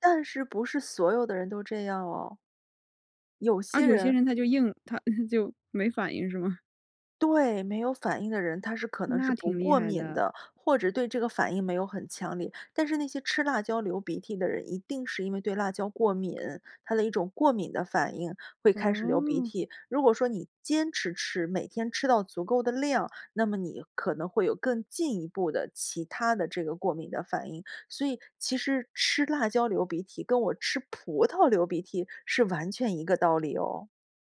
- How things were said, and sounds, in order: chuckle; tapping
- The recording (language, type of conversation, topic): Chinese, podcast, 家人挑食你通常怎么应对？